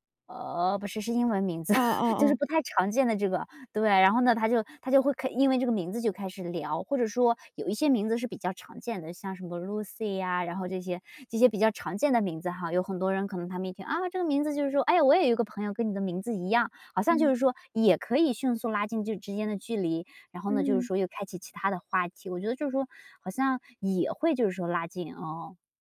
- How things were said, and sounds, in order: laugh
- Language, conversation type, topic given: Chinese, podcast, 你觉得哪些共享经历能快速拉近陌生人距离？